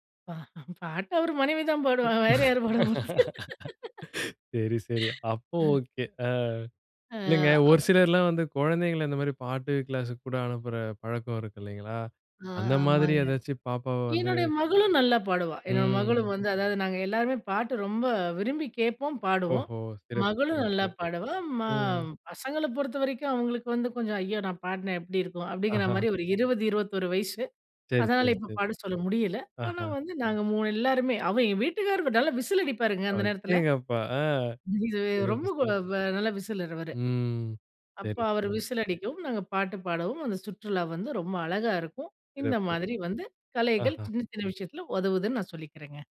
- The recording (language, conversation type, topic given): Tamil, podcast, ஒரு பெரிய பிரச்சினையை கலை வழியாக நீங்கள் எப்படி தீர்வாக மாற்றினீர்கள்?
- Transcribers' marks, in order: chuckle; laugh; laughing while speaking: "தான் பாடுவாங்க. வேற யாரு பாட போறது?"; laughing while speaking: "சரி, சரி. அப்போ ஓகே. ஆ"; in English: "ஓகே"; laugh; other background noise; drawn out: "ம்"; other noise; laughing while speaking: "அடேங்கப்பா! ஆ"; unintelligible speech; drawn out: "ம்"